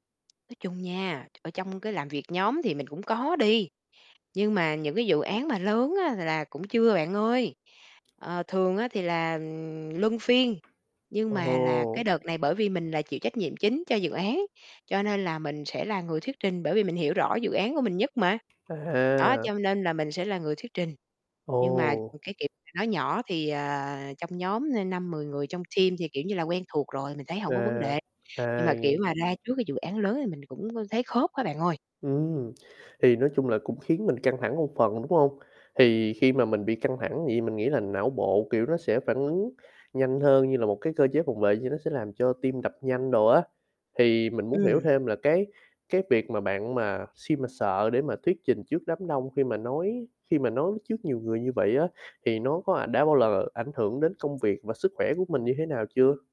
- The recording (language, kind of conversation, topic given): Vietnamese, advice, Làm thế nào để giảm lo lắng khi phải nói trước đám đông trong công việc?
- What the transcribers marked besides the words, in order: tapping; distorted speech; in English: "team"; other background noise